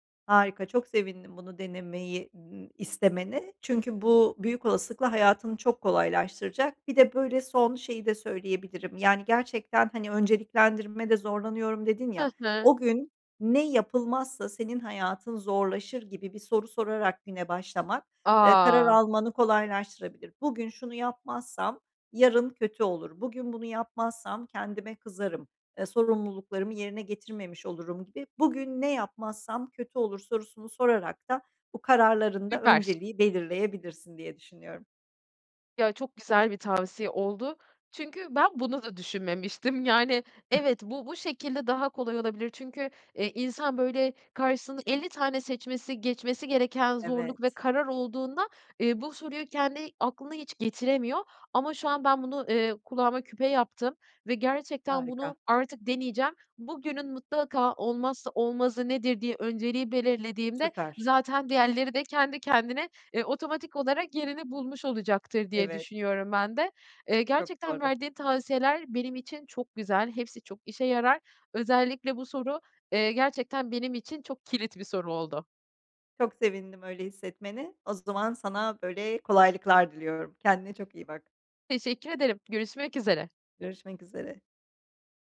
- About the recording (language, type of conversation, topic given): Turkish, advice, Günlük karar yorgunluğunu azaltmak için önceliklerimi nasıl belirleyip seçimlerimi basitleştirebilirim?
- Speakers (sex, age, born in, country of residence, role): female, 40-44, Turkey, Netherlands, user; female, 45-49, Turkey, Netherlands, advisor
- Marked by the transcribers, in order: tapping; laughing while speaking: "yani"